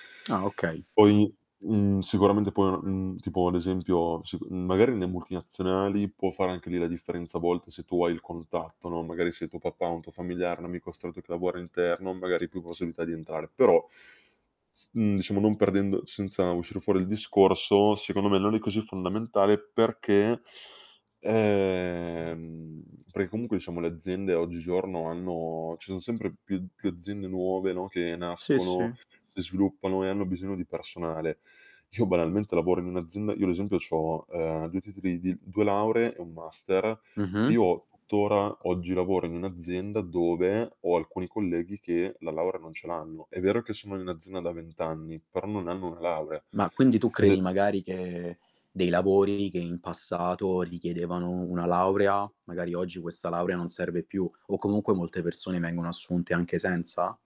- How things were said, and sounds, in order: tapping; other background noise; static; distorted speech; "nelle" said as "nne"; drawn out: "ehm"
- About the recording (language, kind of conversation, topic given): Italian, podcast, Qual è, secondo te, il valore di una laurea oggi?